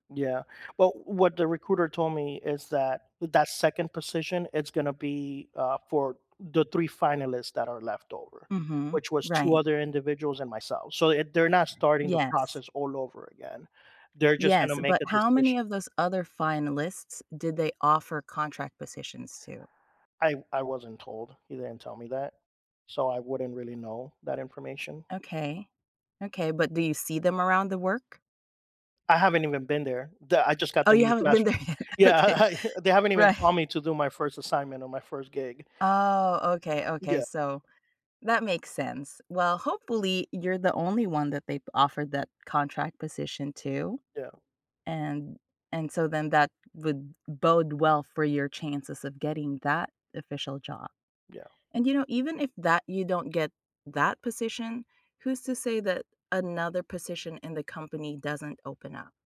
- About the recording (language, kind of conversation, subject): English, advice, How can I cope with being passed over for a job and improve my chances going forward?
- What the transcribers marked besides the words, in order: laughing while speaking: "been there yet? Okay, right"; laughing while speaking: "Yeah"